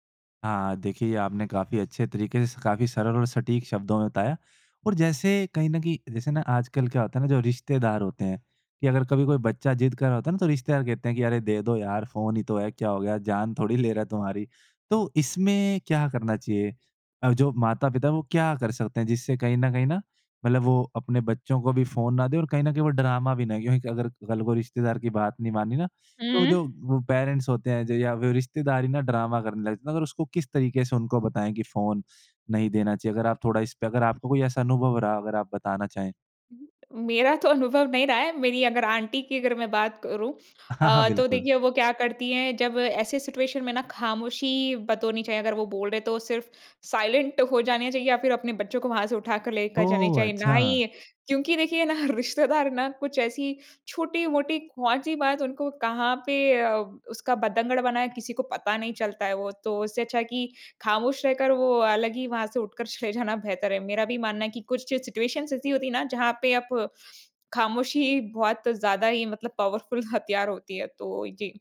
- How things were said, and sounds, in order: in English: "पेरेंट्स"; laughing while speaking: "तो अनुभव"; in English: "सिचुएशन"; "बरतनी" said as "बतोरनी"; in English: "साइलेंट"; laughing while speaking: "ना रिश्तेदार ना"; in English: "सिचुएशंस"; in English: "पावरफुल"
- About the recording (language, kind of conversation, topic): Hindi, podcast, बच्चों के स्क्रीन समय पर तुम क्या सलाह दोगे?